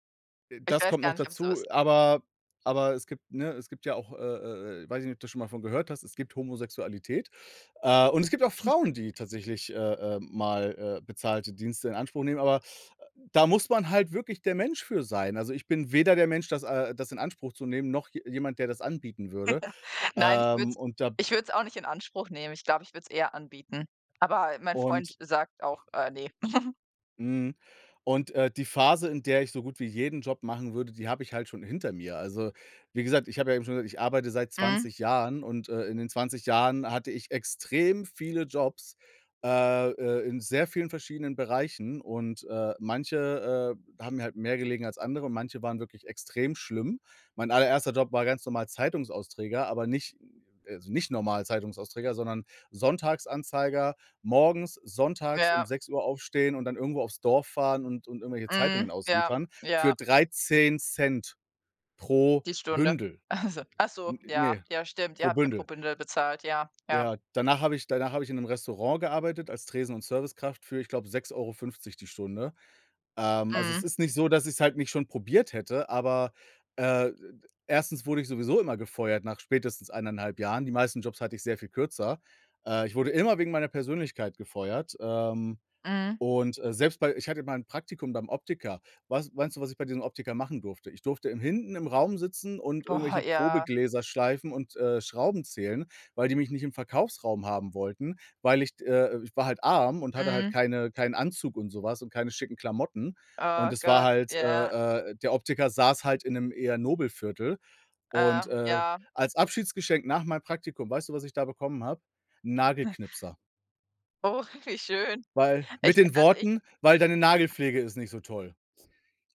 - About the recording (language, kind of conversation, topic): German, unstructured, Wovon träumst du, wenn du an deine Zukunft denkst?
- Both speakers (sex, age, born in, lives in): female, 25-29, Germany, Germany; male, 35-39, Germany, Germany
- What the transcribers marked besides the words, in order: chuckle; chuckle; chuckle; laughing while speaking: "Ach so"; chuckle; laughing while speaking: "Oh, wie schön"